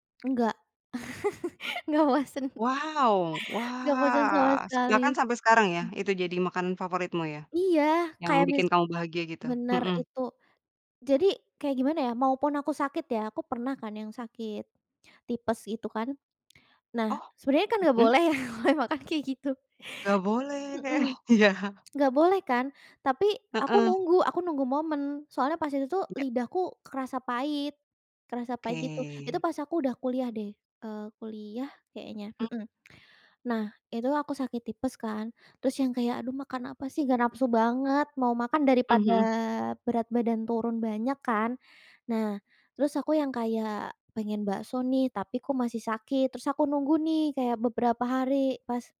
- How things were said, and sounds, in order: tapping; chuckle; laughing while speaking: "nggak bosen"; laughing while speaking: "ya makan-makan kayak gitu"; laughing while speaking: "iya"
- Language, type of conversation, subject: Indonesian, podcast, Apa makanan sederhana yang selalu membuat kamu bahagia?